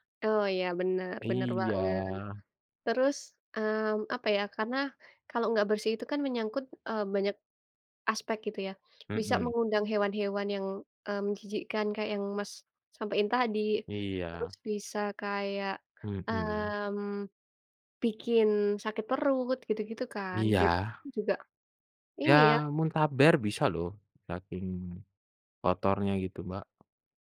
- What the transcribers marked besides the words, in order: other background noise
- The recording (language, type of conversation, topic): Indonesian, unstructured, Kenapa banyak restoran kurang memperhatikan kebersihan dapurnya, menurutmu?